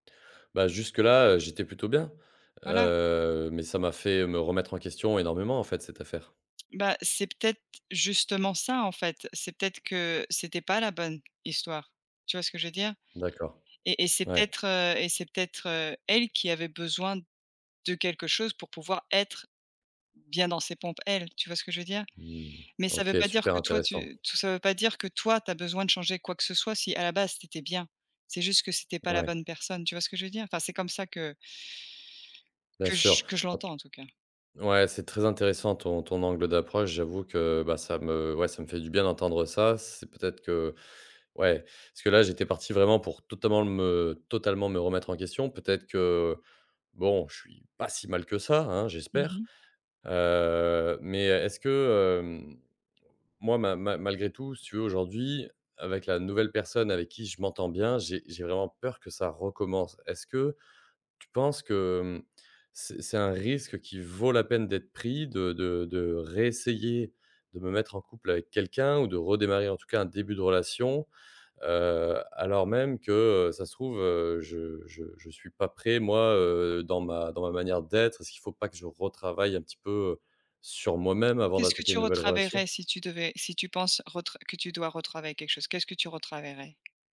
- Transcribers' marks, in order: other background noise; stressed: "elle"; tapping; stressed: "risque"; stressed: "vaut"; stressed: "réessayer"
- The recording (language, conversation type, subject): French, advice, Comment surmonter la peur de se remettre en couple après une rupture douloureuse ?
- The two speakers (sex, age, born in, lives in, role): female, 40-44, France, United States, advisor; male, 30-34, France, France, user